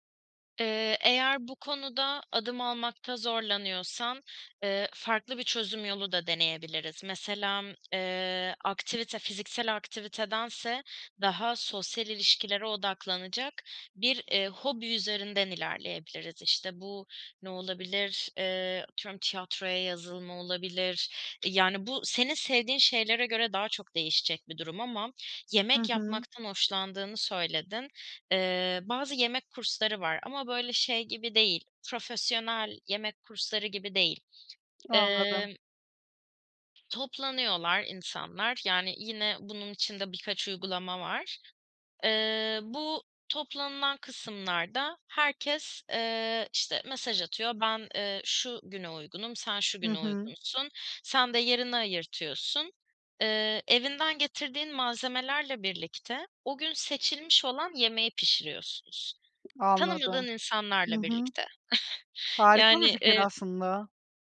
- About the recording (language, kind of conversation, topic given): Turkish, advice, Yeni bir yerde nasıl sosyal çevre kurabilir ve uyum sağlayabilirim?
- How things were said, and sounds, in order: tapping; other background noise; chuckle